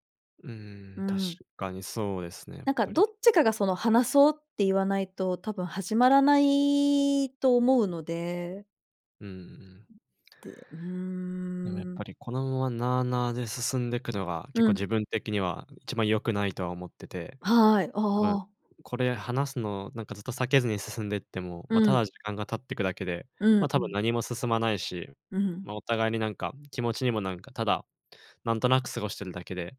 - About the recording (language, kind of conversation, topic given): Japanese, advice, パートナーとの関係の変化によって先行きが不安になったとき、どのように感じていますか？
- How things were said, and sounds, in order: tapping; other background noise; drawn out: "うーん"